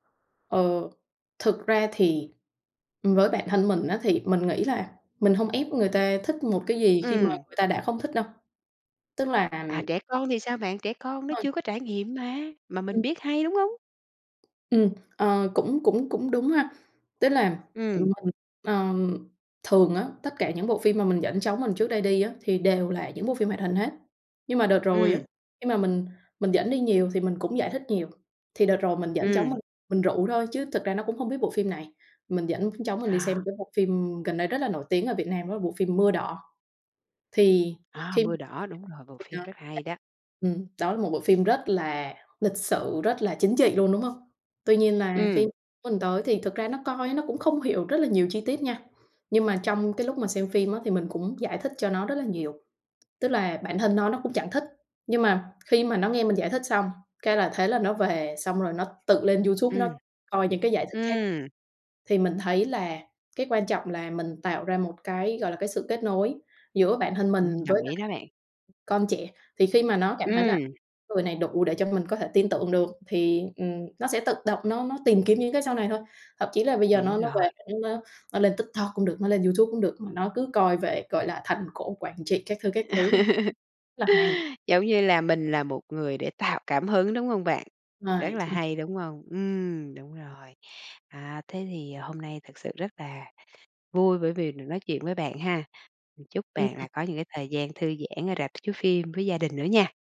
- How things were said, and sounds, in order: tapping; unintelligible speech; other background noise; laugh
- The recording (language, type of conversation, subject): Vietnamese, podcast, Bạn có thể kể về một bộ phim bạn đã xem mà không thể quên được không?
- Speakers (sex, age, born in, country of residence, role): female, 25-29, Vietnam, Germany, guest; female, 40-44, Vietnam, Vietnam, host